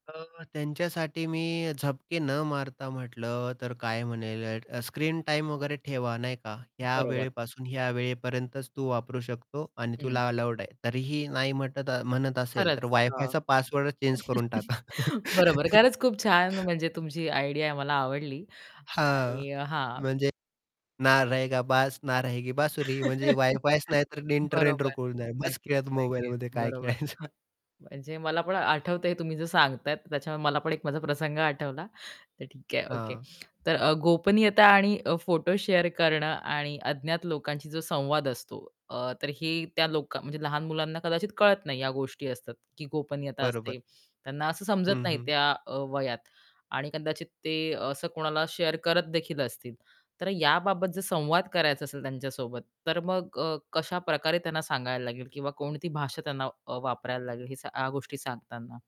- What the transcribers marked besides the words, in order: other background noise; chuckle; chuckle; in Hindi: "ना रहेगा बांस, ना रहेगी बासुरी"; static; chuckle; laughing while speaking: "खेळायचं"; in English: "शेअर"; in English: "शेअर"
- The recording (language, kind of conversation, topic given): Marathi, podcast, तुम्ही मुलांना इंटरनेट वापरताना कोणते नियम शिकवता?